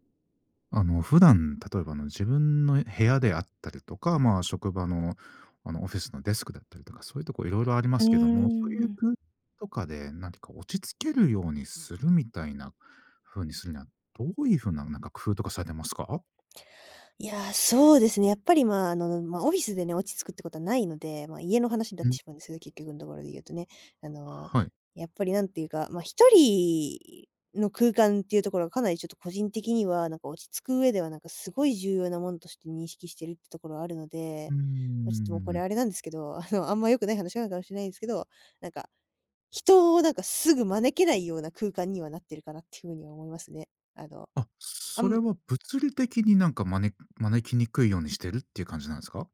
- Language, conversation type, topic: Japanese, podcast, 自分の部屋を落ち着ける空間にするために、どんな工夫をしていますか？
- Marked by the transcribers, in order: other background noise